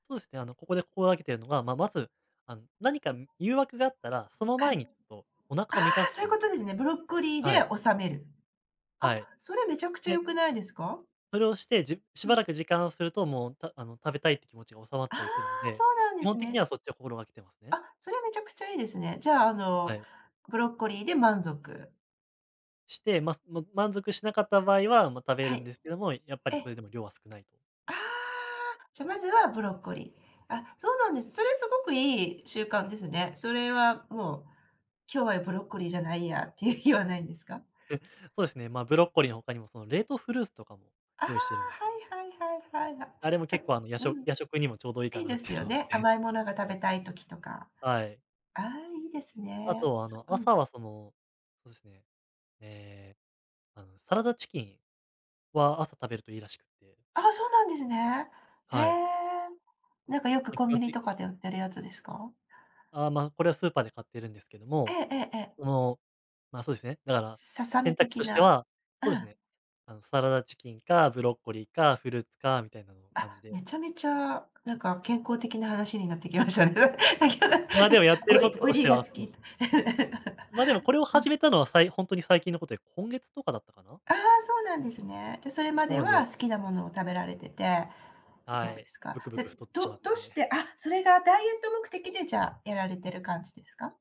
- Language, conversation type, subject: Japanese, podcast, 目先の快楽に負けそうなとき、我慢するコツはありますか？
- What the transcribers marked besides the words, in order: scoff; other background noise; laughing while speaking: "きましたね。 おい オイリーが好き。うん"; unintelligible speech